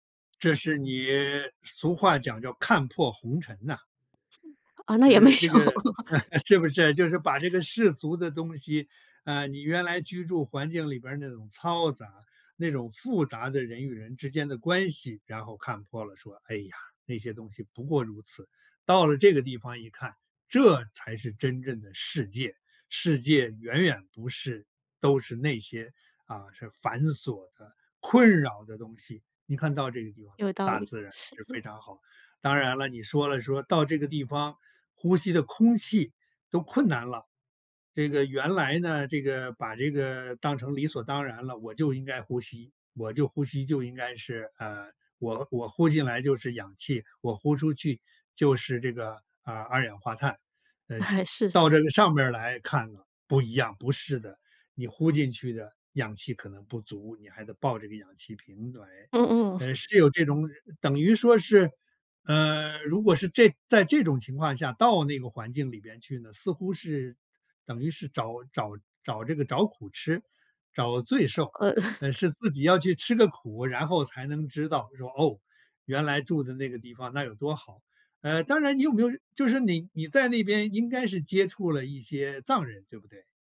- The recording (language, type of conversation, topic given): Chinese, podcast, 你觉得有哪些很有意义的地方是每个人都应该去一次的？
- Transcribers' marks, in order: laughing while speaking: "啊，那也没有"; laugh; laughing while speaking: "是不是"; laugh; chuckle